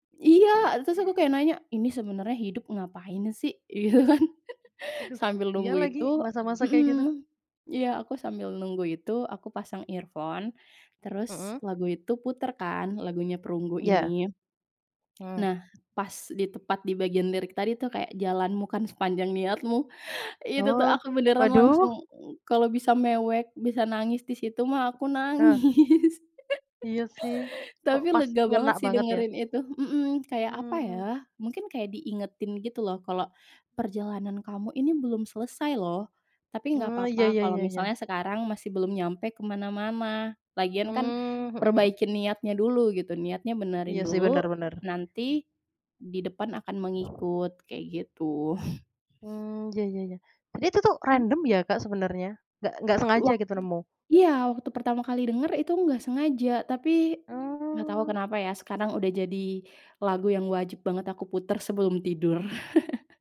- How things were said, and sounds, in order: laughing while speaking: "Gitu, kan"; laugh; in English: "earphone"; laughing while speaking: "nangis"; chuckle; other background noise; tapping; drawn out: "Oh"; chuckle
- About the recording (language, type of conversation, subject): Indonesian, podcast, Apa kenangan paling kuat yang kamu kaitkan dengan sebuah lagu?
- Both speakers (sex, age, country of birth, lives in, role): female, 20-24, Indonesia, Indonesia, guest; female, 25-29, Indonesia, Indonesia, host